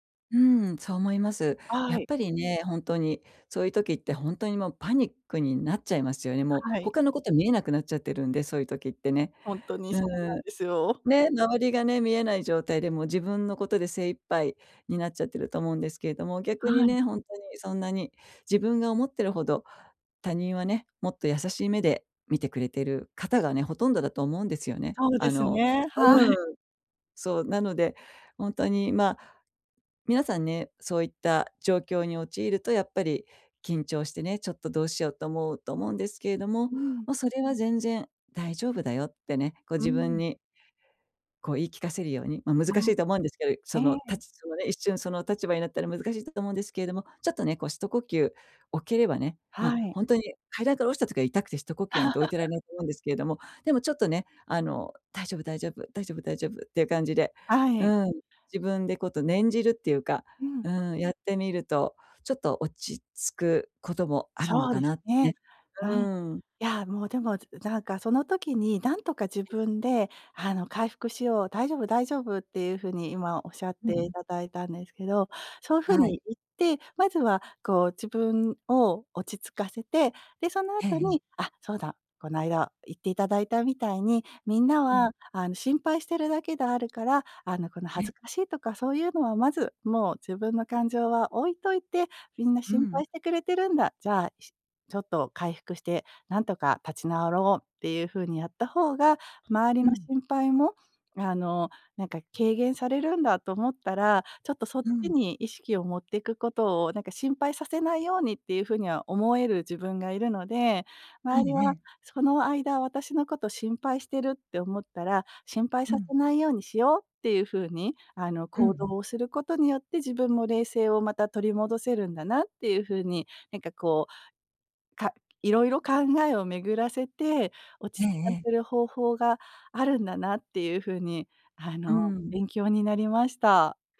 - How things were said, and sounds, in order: laughing while speaking: "はい"; laugh
- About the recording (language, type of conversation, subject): Japanese, advice, 人前で失敗したあと、どうやって立ち直ればいいですか？